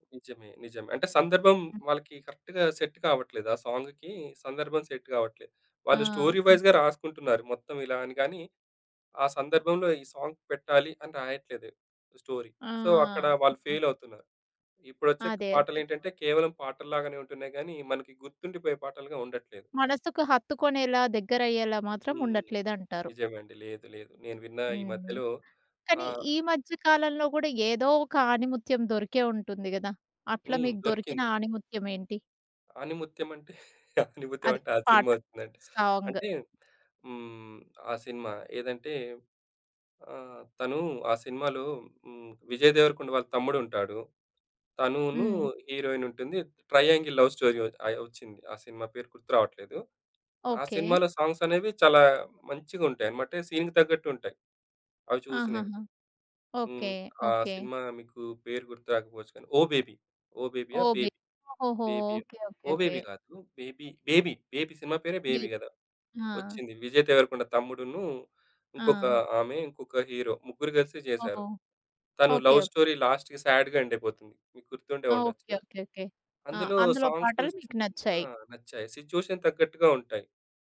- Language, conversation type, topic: Telugu, podcast, సంగీతానికి మీ తొలి జ్ఞాపకం ఏమిటి?
- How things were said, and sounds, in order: other background noise; in English: "కరెక్ట్‌గా సెట్"; in English: "సాంగ్‌కి"; in English: "సెట్"; in English: "స్టోరీ వై‌జ్‌గా"; in English: "సాంగ్"; in English: "స్టోరీ. సో"; laughing while speaking: "అంటే, ఆనిముత్యం అంటే ఆ సినిమా ఒచ్చిందంటే"; in English: "సాంగ్"; tapping; in English: "ట్రయాంగిల్ లవ్ స్టోరీ"; in English: "సాంగ్స్"; in English: "సీన్‌కి"; in English: "లవ్ స్టోరీ లాస్ట్‌కి స్యాడ్‌గా"; in English: "సాంగ్స్"; in English: "సిచ్యువేషన్"